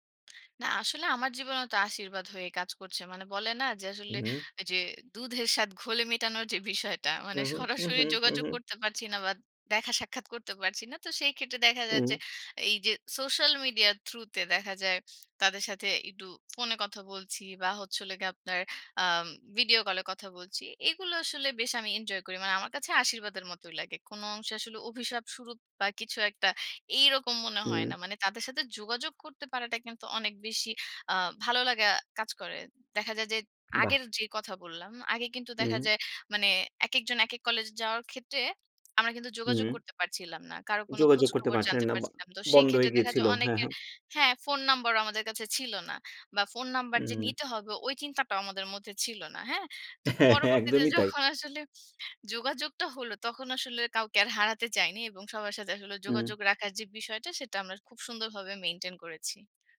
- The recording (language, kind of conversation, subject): Bengali, podcast, দূরত্বে থাকা বন্ধুদের সঙ্গে বন্ধুত্ব কীভাবে বজায় রাখেন?
- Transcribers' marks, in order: tapping; laughing while speaking: "দুধের স্বাদ ঘোলে মেটানোর যে বিষয়টা"; laughing while speaking: "সরাসরি"; laughing while speaking: "একদমই, তাই"; laughing while speaking: "যখন আসলে"; in English: "মেইনটেইন"